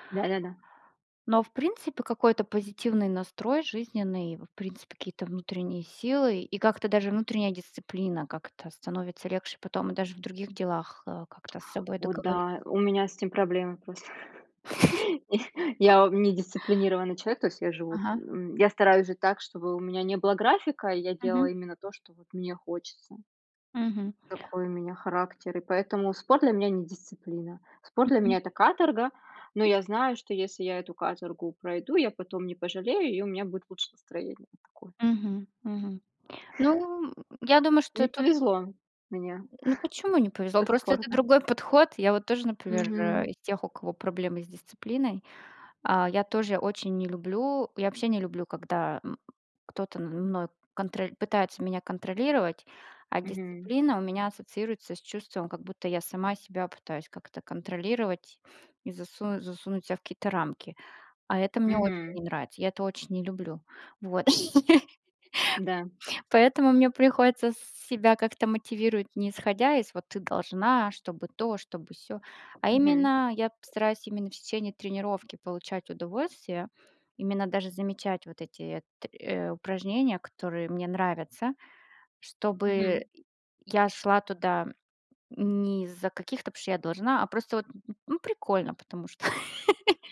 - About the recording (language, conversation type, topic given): Russian, unstructured, Как спорт влияет на твоё настроение каждый день?
- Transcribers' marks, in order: tongue click; laugh; chuckle; chuckle; tapping; laugh; laugh